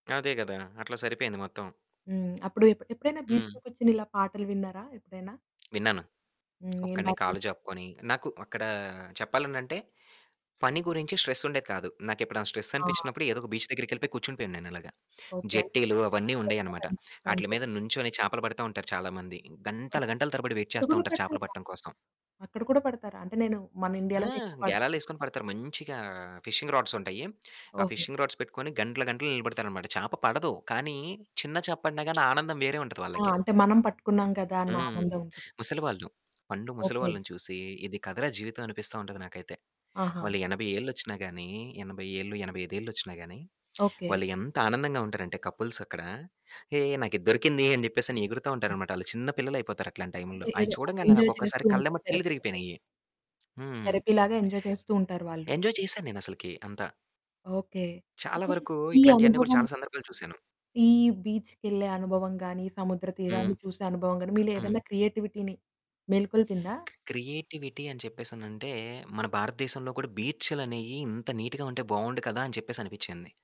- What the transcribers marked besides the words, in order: in English: "బీచ్‌లో"; distorted speech; in English: "బీచ్"; unintelligible speech; unintelligible speech; in English: "వైట్"; in English: "ఫిషింగ్ రాడ్స్"; in English: "ఫిషింగ్ రాడ్స్"; static; in English: "కపుల్స్"; in English: "ఎంజాయ్"; in English: "థెరపీలాగా"; in English: "థెరపీలాగా ఎంజాయ్"; in English: "ఎంజాయ్"; in English: "బీచ్‌కెళ్ళే"; in English: "క్రియేటివిటీని"; in English: "క్రియేటివిటీ"; in English: "నీట్‌గా"
- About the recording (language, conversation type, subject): Telugu, podcast, సముద్రతీరంలో మీరు అనుభవించిన ప్రశాంతత గురించి వివరంగా చెప్పగలరా?